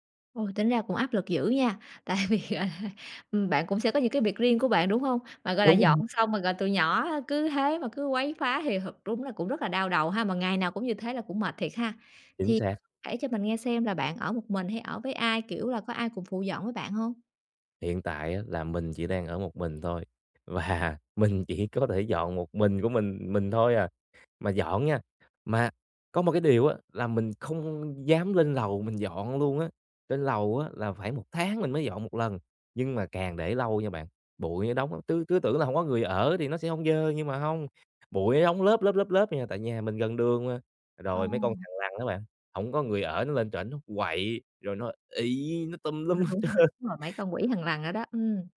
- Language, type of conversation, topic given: Vietnamese, advice, Làm sao để giữ nhà luôn gọn gàng lâu dài?
- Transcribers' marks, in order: laughing while speaking: "Tại vì, gọi là"; other background noise; laughing while speaking: "và mình chỉ"; laughing while speaking: "hết trơn"